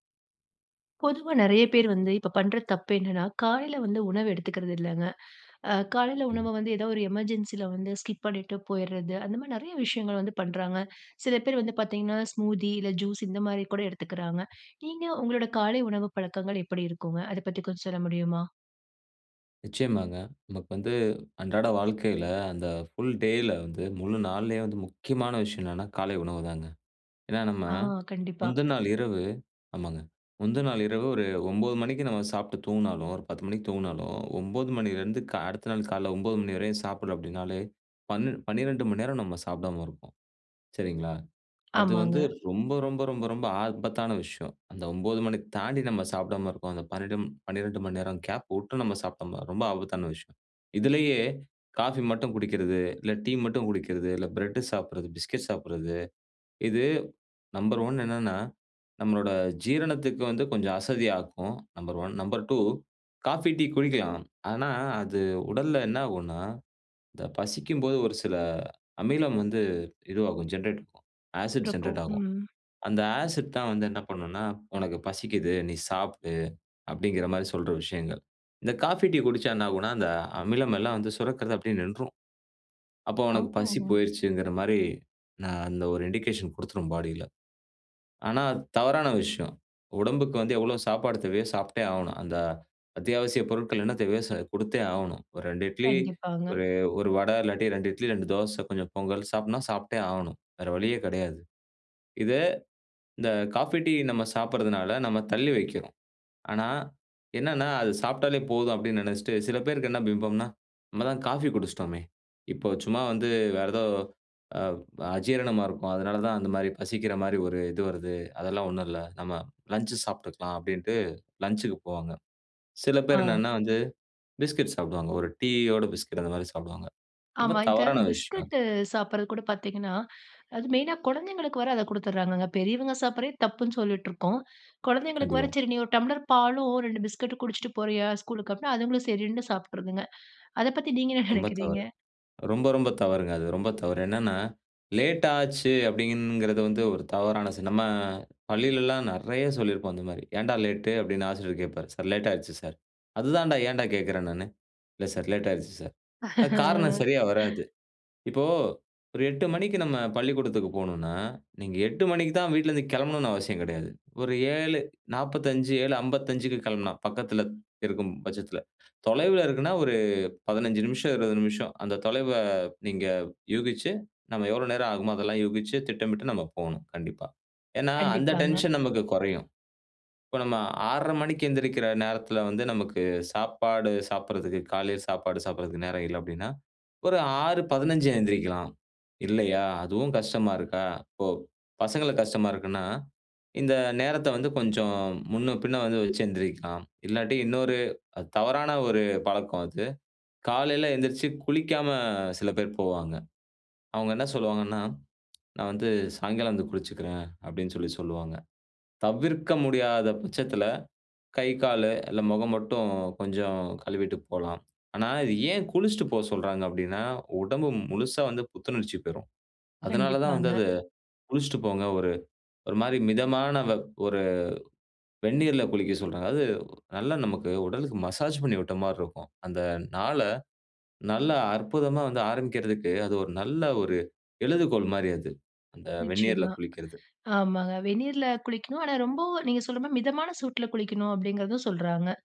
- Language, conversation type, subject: Tamil, podcast, உங்கள் காலை உணவு பழக்கம் எப்படி இருக்கிறது?
- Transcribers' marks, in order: other noise; in English: "எமர்ஜென்சில"; in English: "ஸ்கிப்"; in English: "ஸ்மூத்தி"; in English: "ஜூஸ்"; in English: "ஃபுல் டேல"; in English: "கேப்"; in English: "பிஸ்கட்"; in English: "நம்பர் ஒன்"; in English: "நம்பர் ஒன், நம்பர் டூ"; in English: "ஜென்ரேட்"; in English: "ஆசிட் ஜென்ரேட்"; in English: "ஆசிட்"; in English: "இண்டிகேஷன்"; in English: "பாடியில"; in English: "லஞ்ச்"; in English: "லஞ்ச்க்கு"; laughing while speaking: "நினைக்கிறீங்க?"; in English: "லேட்"; in English: "லேட்டு?"; in English: "லேட்"; laugh; in English: "லேட்"; in English: "டென்ஷன்"; in English: "மசாஜ்"